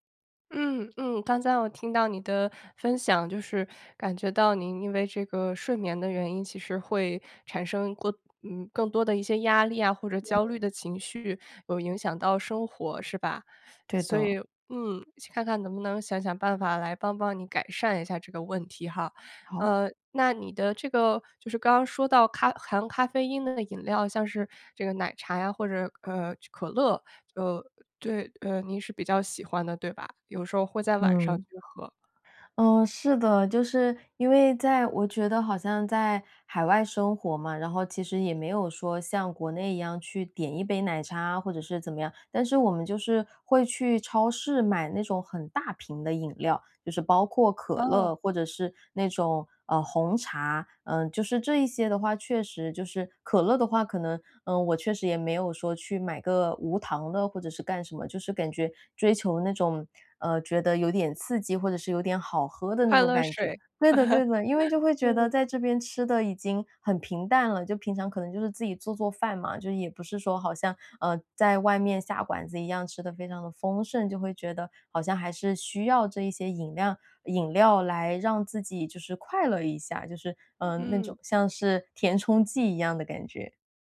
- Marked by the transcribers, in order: laugh; "饮料" said as "引量"
- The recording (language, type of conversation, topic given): Chinese, advice, 怎样通过调整饮食来改善睡眠和情绪？